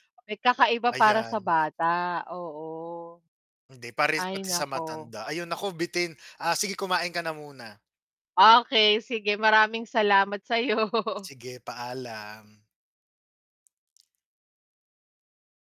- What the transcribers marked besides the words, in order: static; laughing while speaking: "sa 'yo"
- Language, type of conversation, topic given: Filipino, unstructured, Sa palagay mo, may epekto ba sa kalusugang pangkaisipan ang labis na paggamit ng midyang panlipunan?